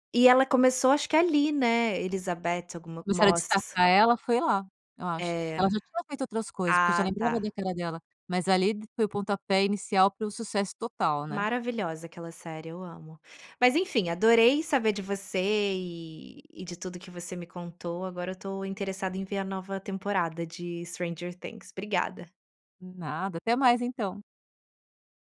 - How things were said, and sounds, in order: none
- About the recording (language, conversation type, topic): Portuguese, podcast, Me conta, qual série é seu refúgio quando tudo aperta?